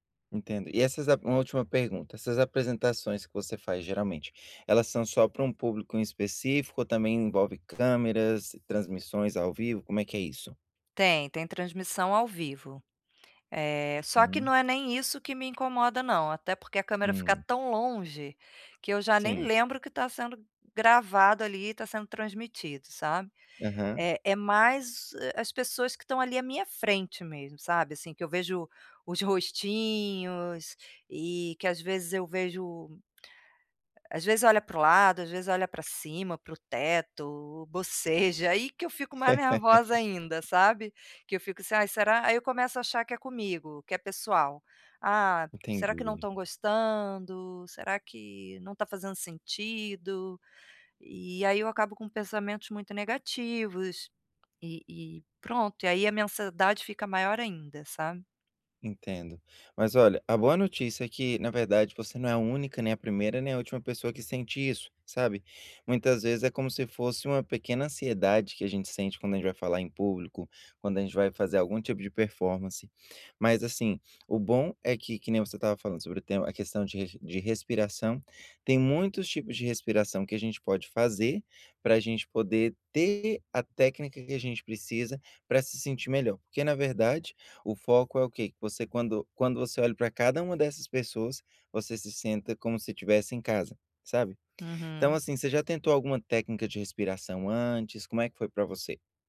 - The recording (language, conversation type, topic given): Portuguese, advice, Quais técnicas de respiração posso usar para autorregular minhas emoções no dia a dia?
- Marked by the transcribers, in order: tapping; laugh